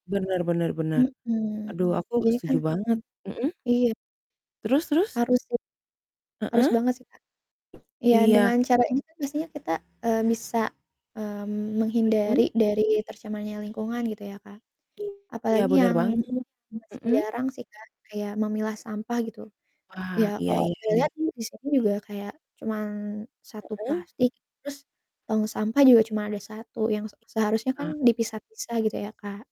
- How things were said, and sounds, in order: distorted speech; tapping; static
- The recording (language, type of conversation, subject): Indonesian, unstructured, Apa pendapatmu tentang sampah plastik di lingkungan sekitar?